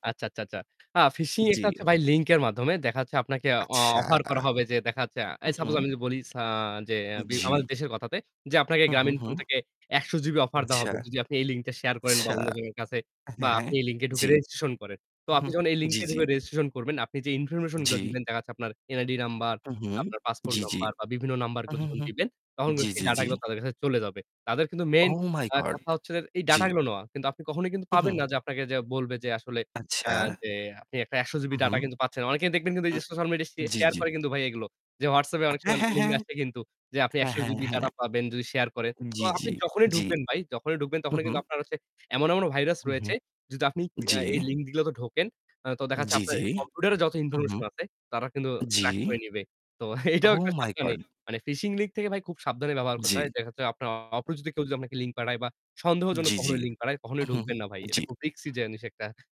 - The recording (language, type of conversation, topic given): Bengali, unstructured, আপনার মতে প্রযুক্তি আমাদের ব্যক্তিগত গোপনীয়তাকে কতটা ক্ষতি করেছে?
- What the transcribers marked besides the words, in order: static; other background noise; distorted speech; laughing while speaking: "তো এটাও"